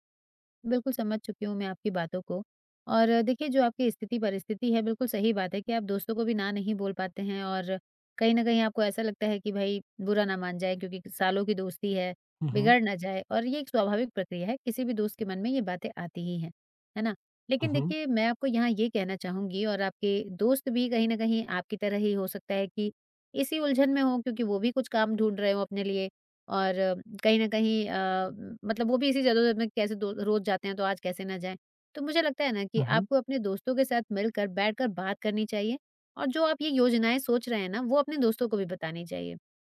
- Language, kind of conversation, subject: Hindi, advice, मैं अपने दोस्तों के साथ समय और ऊर्जा कैसे बचा सकता/सकती हूँ बिना उन्हें ठेस पहुँचाए?
- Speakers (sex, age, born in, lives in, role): female, 40-44, India, India, advisor; male, 25-29, India, India, user
- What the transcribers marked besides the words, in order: none